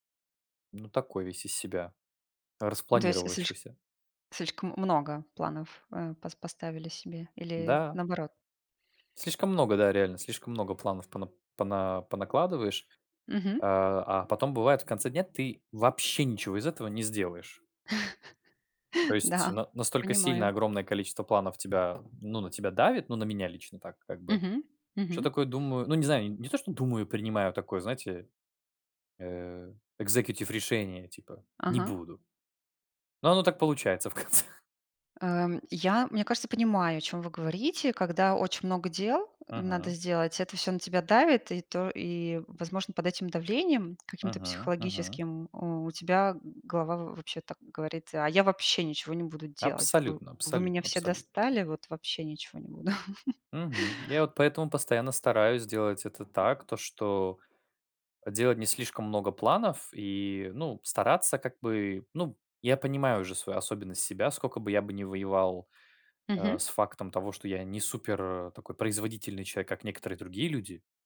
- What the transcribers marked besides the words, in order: laugh; other background noise; in English: "executive"; laughing while speaking: "в конце"; other noise; tapping; chuckle
- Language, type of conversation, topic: Russian, unstructured, Какие технологии помогают вам в организации времени?